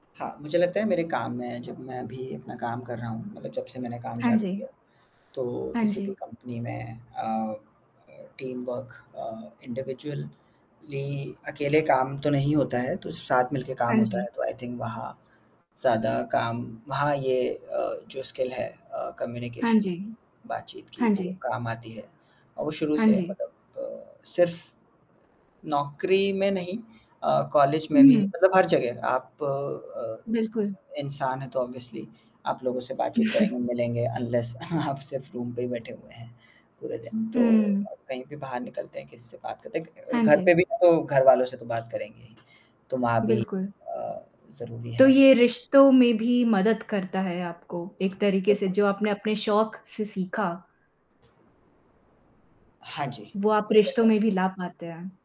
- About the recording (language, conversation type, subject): Hindi, unstructured, किस शौक ने आपके जीवन में सबसे बड़ा बदलाव लाया है?
- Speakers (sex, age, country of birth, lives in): female, 25-29, India, France; male, 30-34, India, India
- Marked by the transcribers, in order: static; mechanical hum; other background noise; in English: "टीम वर्क"; in English: "इंडिविजुअली"; in English: "आई थिंक"; in English: "स्किल"; in English: "कम्युनिकेशन"; in English: "ऑब्वियसली"; in English: "अनलेस"; chuckle; laughing while speaking: "आप"; in English: "रूम"; distorted speech; tapping